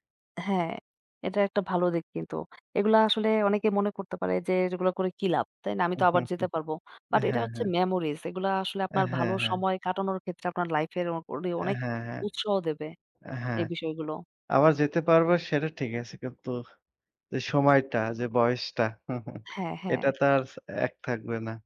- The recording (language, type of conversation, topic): Bengali, unstructured, আপনি ভ্রমণে গেলে সময়টা সবচেয়ে ভালোভাবে কীভাবে কাটান?
- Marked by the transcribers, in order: chuckle; in English: "মেমোরিজ"; chuckle